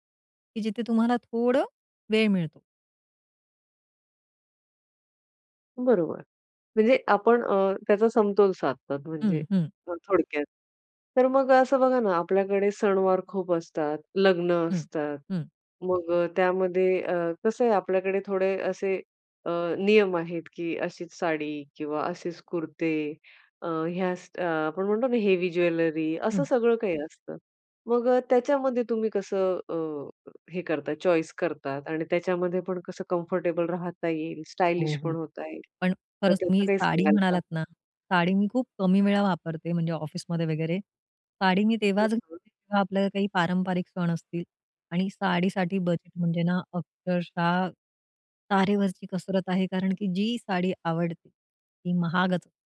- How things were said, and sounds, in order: other background noise; tapping; in English: "चॉईस"; in English: "कम्फर्टेबल"; unintelligible speech
- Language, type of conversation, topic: Marathi, podcast, कपड्यांमध्ये आराम आणि देखणेपणा यांचा समतोल तुम्ही कसा साधता?